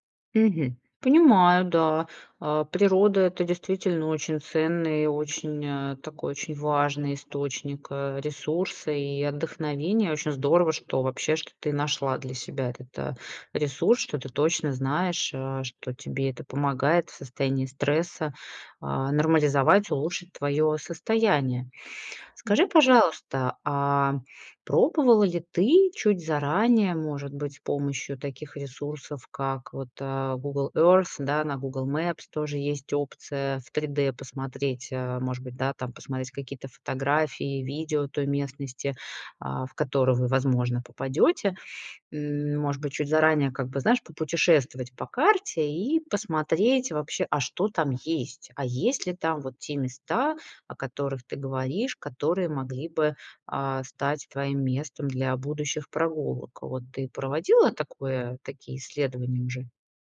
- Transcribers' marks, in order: tapping
- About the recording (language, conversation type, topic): Russian, advice, Как справиться со страхом неизвестности перед переездом в другой город?